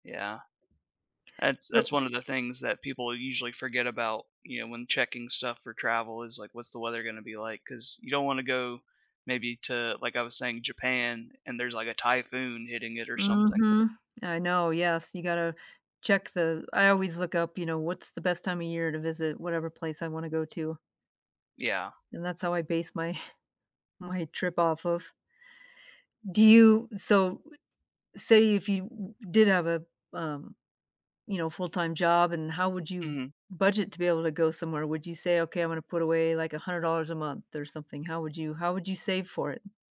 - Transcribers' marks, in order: tapping; scoff; other background noise
- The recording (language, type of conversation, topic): English, unstructured, What inspires your desire to travel and explore new places?